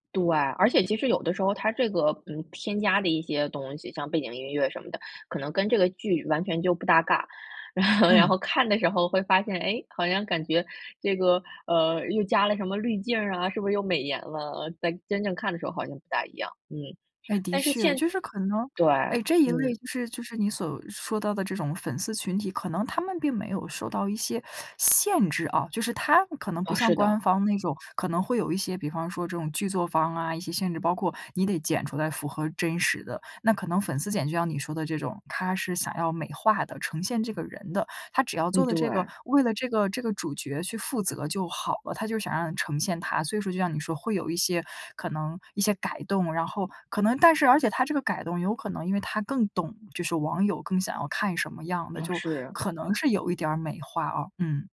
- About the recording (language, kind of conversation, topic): Chinese, podcast, 粉丝文化对剧集推广的影响有多大？
- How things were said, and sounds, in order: laugh; teeth sucking